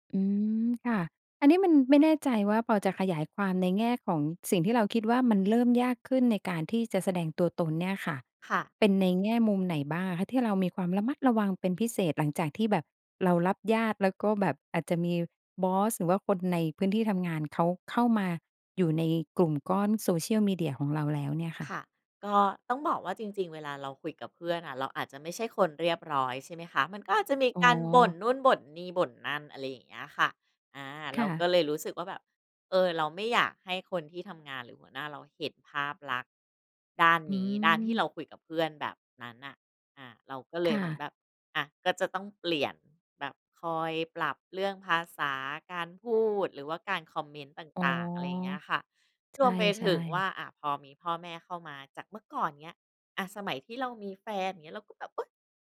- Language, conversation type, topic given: Thai, podcast, การใช้โซเชียลมีเดียทำให้การแสดงตัวตนง่ายขึ้นหรือลำบากขึ้นอย่างไร?
- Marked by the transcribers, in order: none